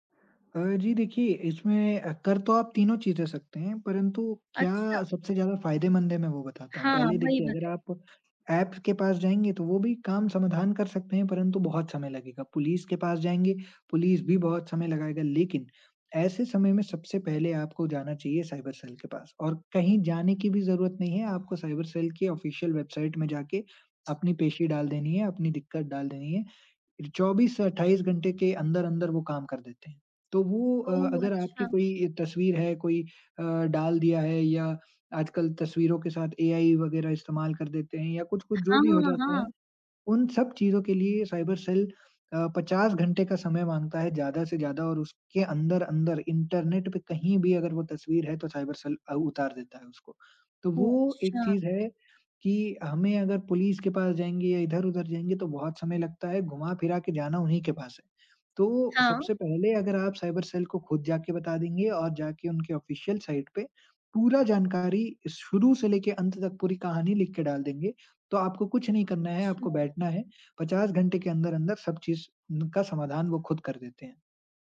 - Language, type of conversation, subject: Hindi, podcast, ऑनलाइन निजता समाप्त होती दिखे तो आप क्या करेंगे?
- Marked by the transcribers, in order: tapping; in English: "ऐप्स"; in English: "ऑफ़िशियल"; other noise; other background noise; in English: "ऑफ़िशियल"